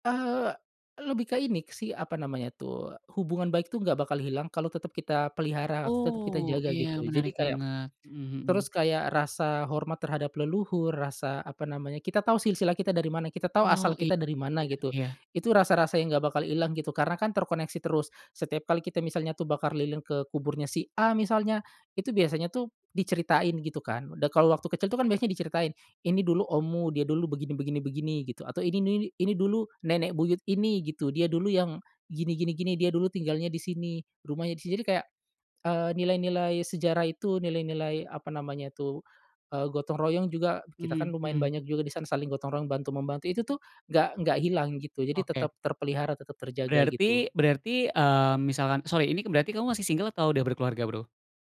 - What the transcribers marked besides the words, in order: unintelligible speech; in English: "single"
- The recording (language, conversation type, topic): Indonesian, podcast, Tradisi budaya apa yang selalu kamu jaga, dan bagaimana kamu menjalankannya?
- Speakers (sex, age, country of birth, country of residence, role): male, 35-39, Indonesia, Indonesia, guest; male, 35-39, Indonesia, Indonesia, host